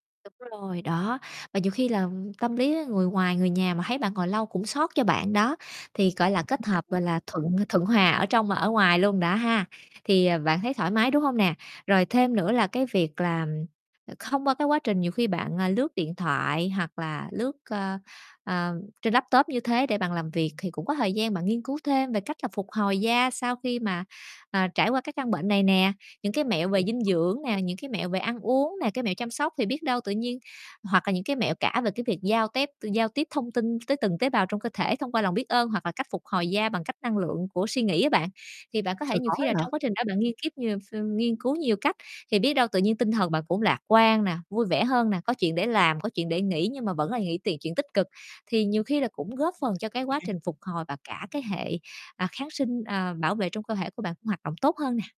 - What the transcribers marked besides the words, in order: distorted speech; unintelligible speech; unintelligible speech; tapping; other background noise; unintelligible speech
- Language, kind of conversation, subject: Vietnamese, advice, Tôi cần ngủ nhiều để hồi phục sau khi ốm, nhưng lại lo lắng về công việc thì nên làm gì?